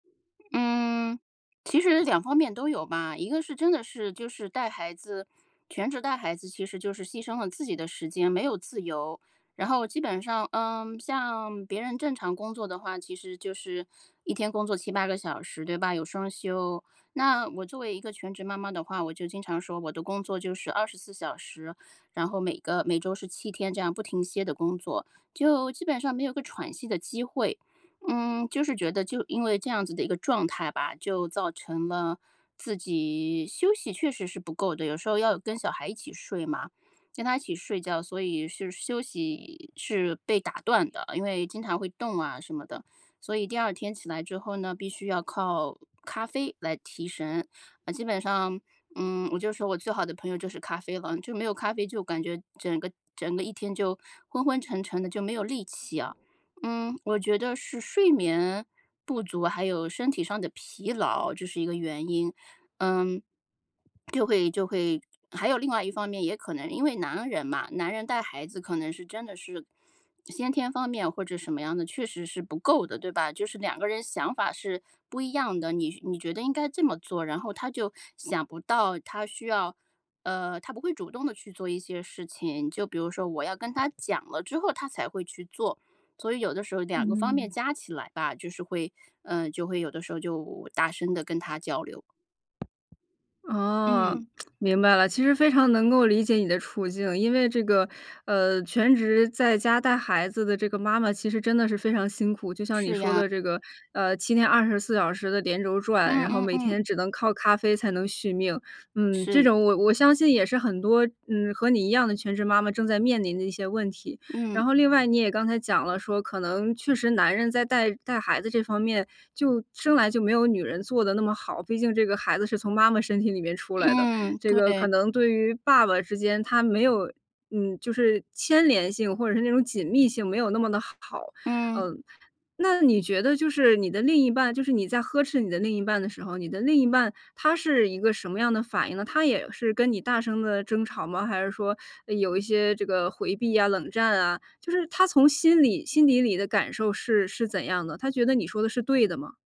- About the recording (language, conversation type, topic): Chinese, advice, 我们该如何处理因疲劳和情绪引发的争执与隔阂？
- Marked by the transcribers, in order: other background noise; tsk